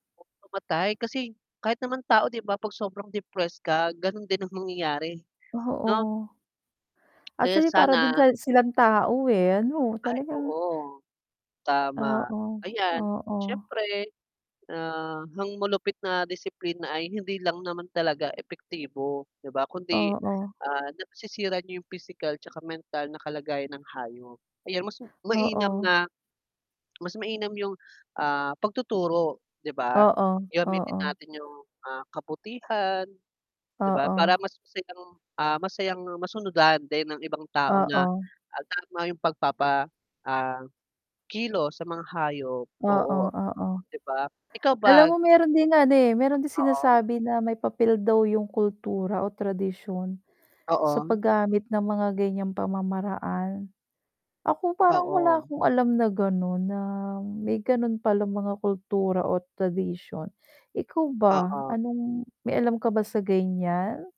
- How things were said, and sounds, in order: static; "ang" said as "hang"
- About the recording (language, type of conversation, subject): Filipino, unstructured, Bakit may mga tao pa ring gumagamit ng malupit na paraan sa pagdidisiplina ng mga hayop?